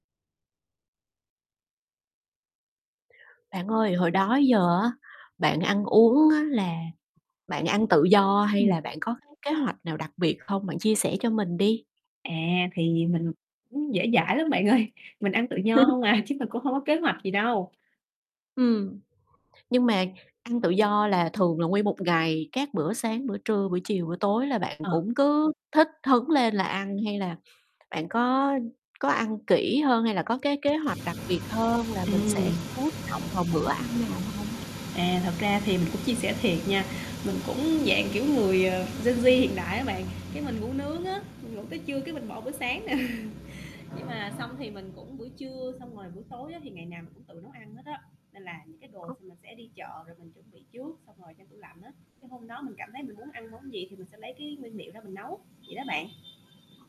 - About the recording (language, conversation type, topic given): Vietnamese, podcast, Bạn có mẹo nào để ăn uống lành mạnh mà vẫn dễ áp dụng hằng ngày không?
- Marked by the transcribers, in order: distorted speech; laughing while speaking: "ơi"; laugh; other background noise; tapping; mechanical hum; in English: "Gen Z"; static; laughing while speaking: "nè"; horn